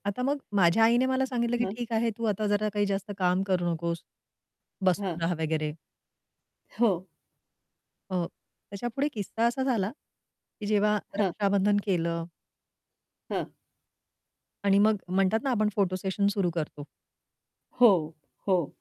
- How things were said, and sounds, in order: static; distorted speech; in English: "सेशन"
- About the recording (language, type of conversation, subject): Marathi, podcast, शारीरिक वेदना होत असताना तुम्ही काम सुरू ठेवता की थांबून विश्रांती घेता?